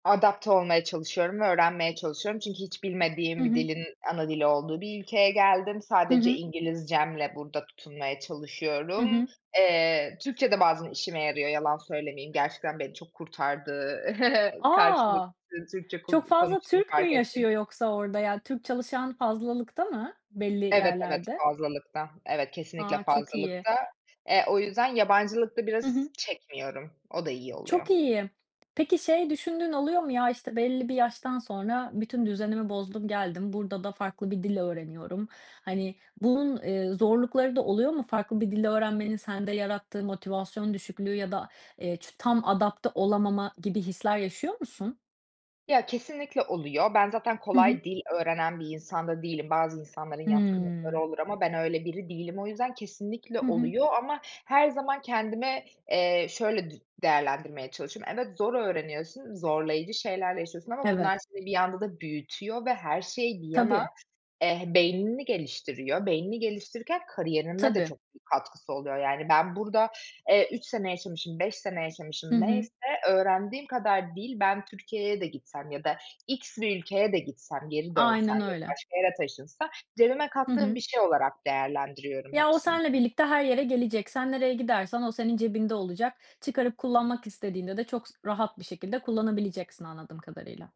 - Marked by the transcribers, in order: other background noise; chuckle; unintelligible speech; tapping
- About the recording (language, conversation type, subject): Turkish, podcast, Kariyerinde dönüm noktası olan bir anını anlatır mısın?